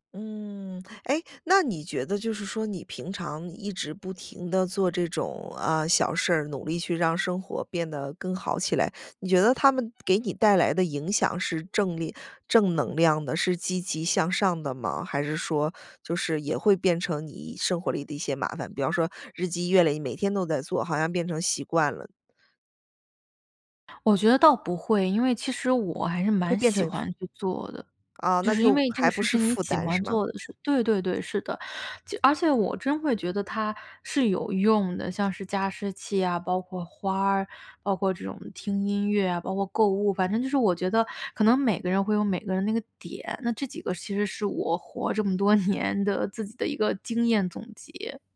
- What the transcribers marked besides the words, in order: laughing while speaking: "年"
- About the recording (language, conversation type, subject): Chinese, podcast, 你平常会做哪些小事让自己一整天都更有精神、心情更好吗？